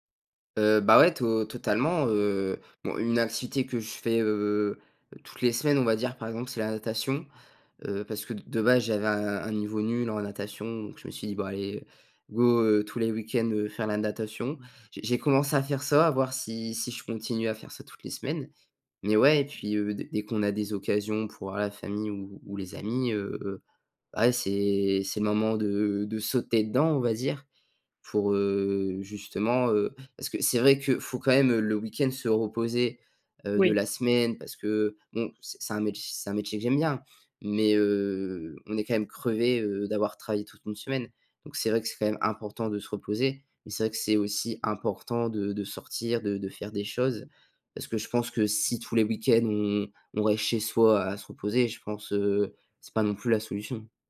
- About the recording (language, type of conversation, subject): French, podcast, Comment gères-tu ton équilibre entre vie professionnelle et vie personnelle au quotidien ?
- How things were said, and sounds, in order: none